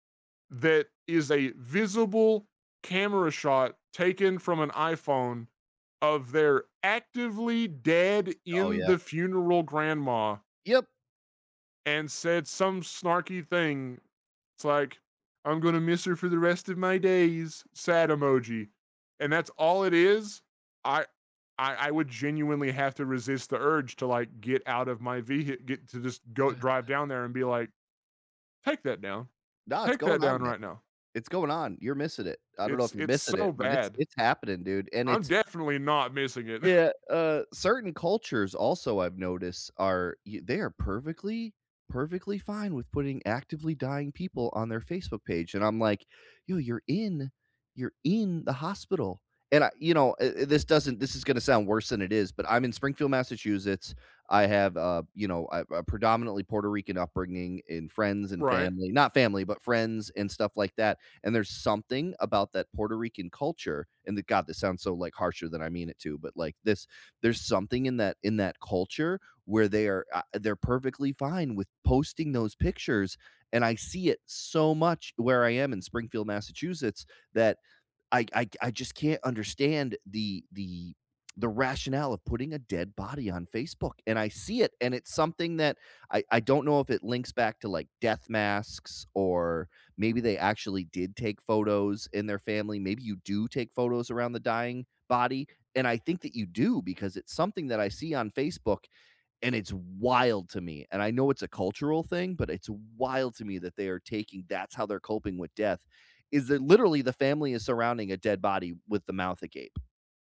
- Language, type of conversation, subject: English, unstructured, What helps people cope with losing someone?
- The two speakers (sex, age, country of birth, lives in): male, 35-39, United States, United States; male, 40-44, United States, United States
- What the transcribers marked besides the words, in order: scoff; tapping